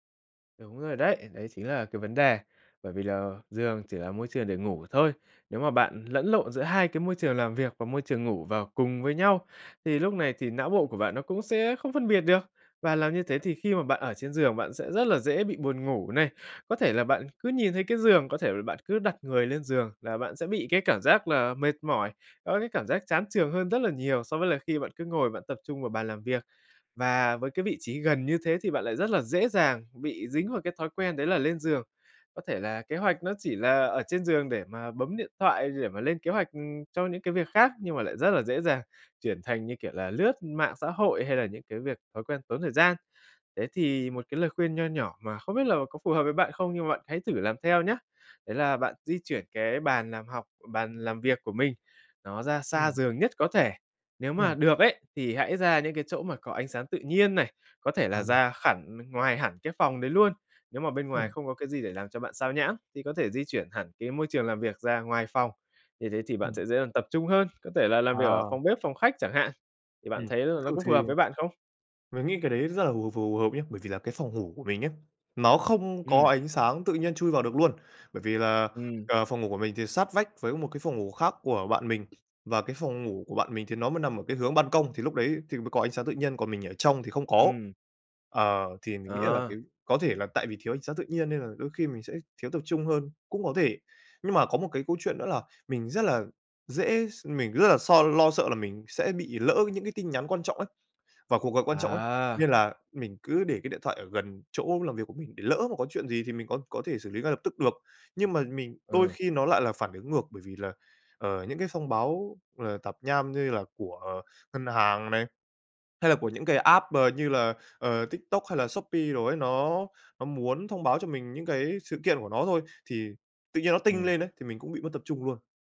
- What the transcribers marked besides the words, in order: tapping; in English: "app"
- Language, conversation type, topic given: Vietnamese, advice, Làm thế nào để bớt bị gián đoạn và tập trung hơn để hoàn thành công việc?